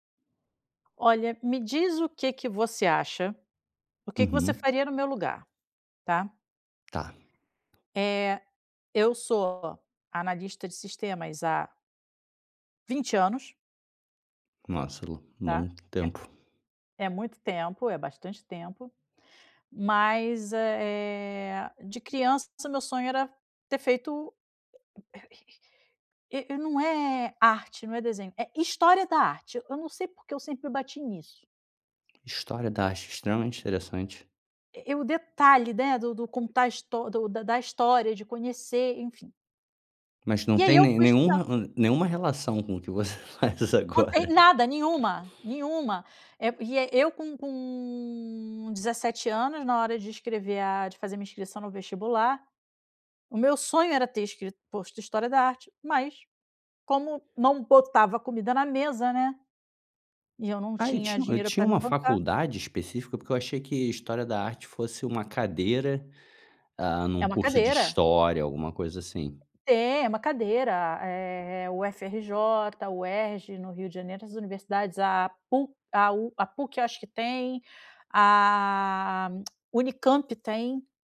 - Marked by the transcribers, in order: tapping; laughing while speaking: "faz agora"; drawn out: "a"; tongue click
- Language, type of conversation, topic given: Portuguese, advice, Como posso trocar de carreira sem garantias?